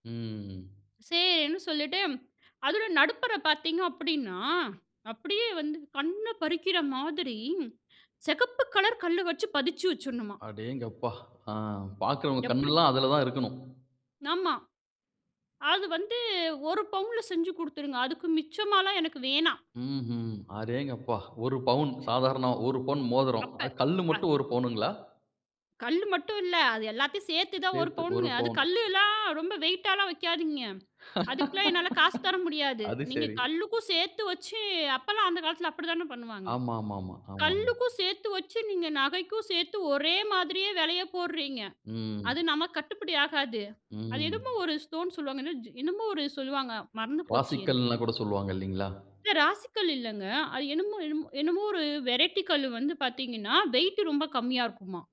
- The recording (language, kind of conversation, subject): Tamil, podcast, நீங்கள் அணியும் நகையைப் பற்றிய ஒரு கதையைச் சொல்ல முடியுமா?
- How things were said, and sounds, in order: other noise; laugh; in English: "ஸ்டோன்"; in English: "வெரைட்டி"